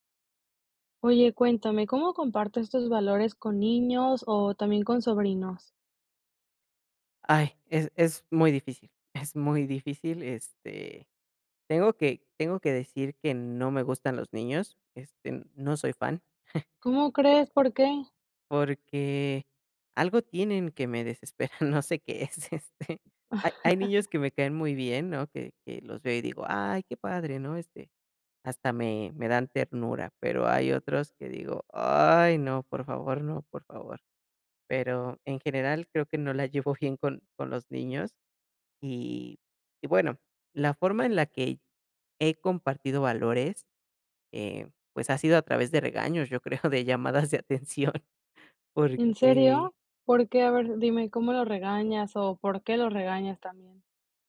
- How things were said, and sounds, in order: chuckle; chuckle; laugh; laughing while speaking: "de llamadas de atención"
- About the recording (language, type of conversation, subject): Spanish, podcast, ¿Cómo compartes tus valores con niños o sobrinos?